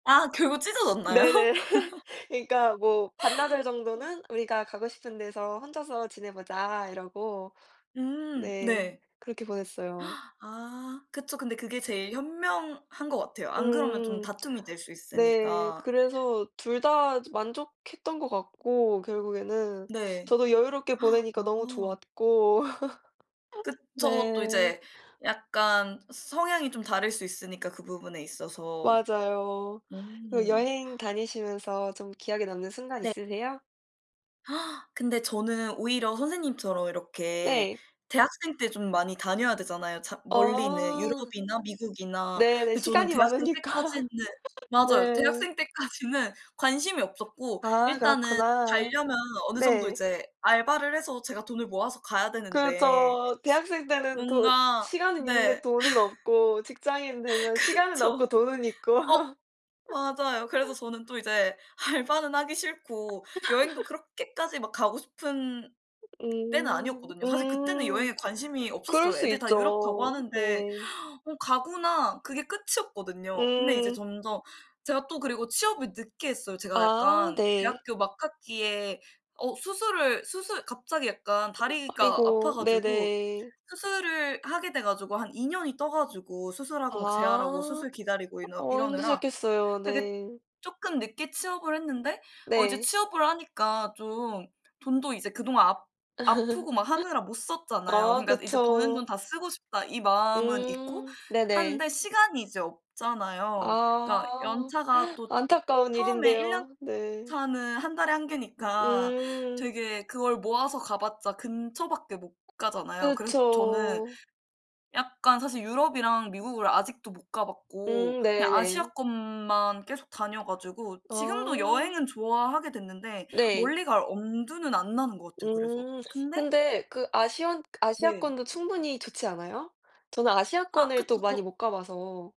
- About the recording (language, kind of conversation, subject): Korean, unstructured, 여행에서 가장 기억에 남는 순간은 언제였나요?
- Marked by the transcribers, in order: other background noise; laughing while speaking: "찢어졌나요?"; laugh; laugh; laughing while speaking: "많으니까"; laugh; laugh; laughing while speaking: "그쵸"; laughing while speaking: "알바는"; laugh; laugh; unintelligible speech; laugh; "처음에" said as "터음에"